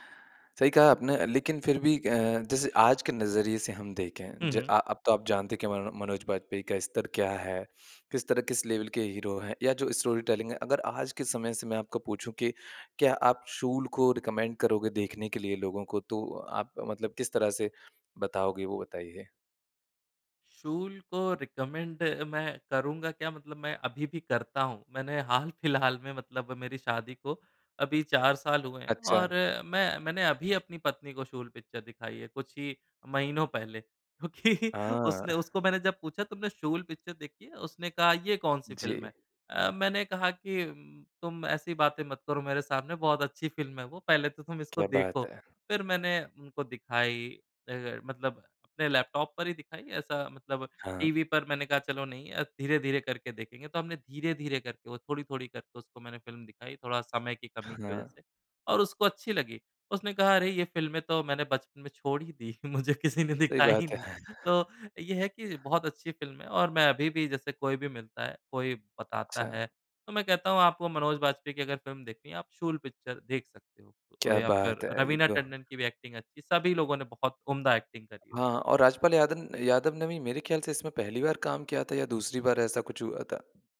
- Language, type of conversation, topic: Hindi, podcast, घर वालों के साथ आपने कौन सी फिल्म देखी थी जो आपको सबसे खास लगी?
- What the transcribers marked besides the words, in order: in English: "लेवल"; in English: "हीरो"; in English: "स्टोरी टेलिंग"; in English: "रिकमेंड"; in English: "रिकमेंड"; laughing while speaking: "हाल फिलहाल"; in English: "पिक्चर"; laughing while speaking: "क्योंकि"; in English: "पिक्चर"; laughing while speaking: "मुझे किसी ने दिखाया ही नहीं"; chuckle; in English: "पिक्चर"; in English: "एक्टिंग"; in English: "एक्टिंग"